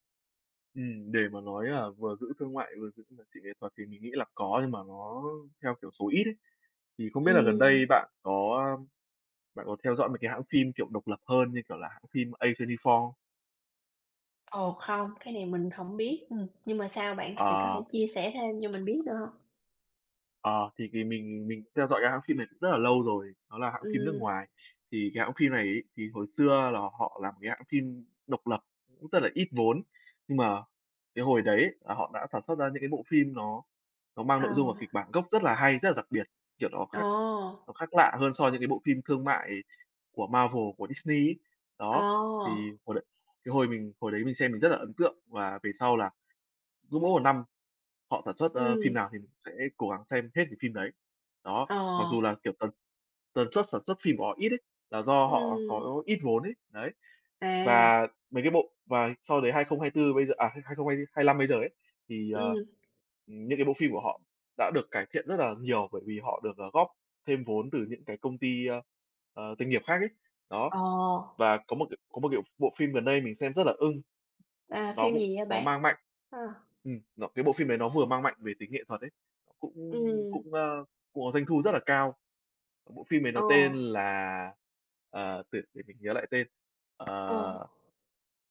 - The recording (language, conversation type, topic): Vietnamese, unstructured, Phim ảnh ngày nay có phải đang quá tập trung vào yếu tố thương mại hơn là giá trị nghệ thuật không?
- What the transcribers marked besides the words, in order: tapping; other background noise